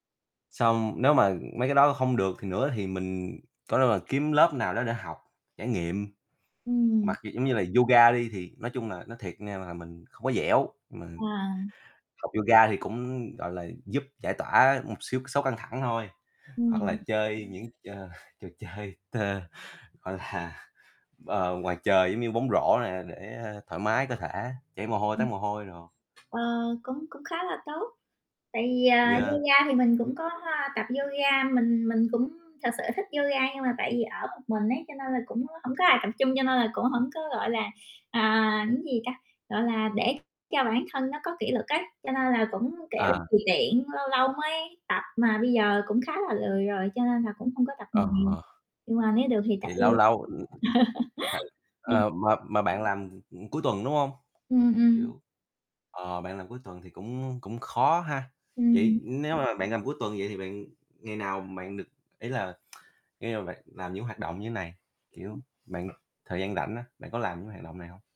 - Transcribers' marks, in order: other background noise; distorted speech; laughing while speaking: "chờ"; laughing while speaking: "chơi t gọi là"; tapping; laugh; static; tsk
- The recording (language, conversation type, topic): Vietnamese, unstructured, Nếu không có máy chơi game, bạn sẽ giải trí vào cuối tuần như thế nào?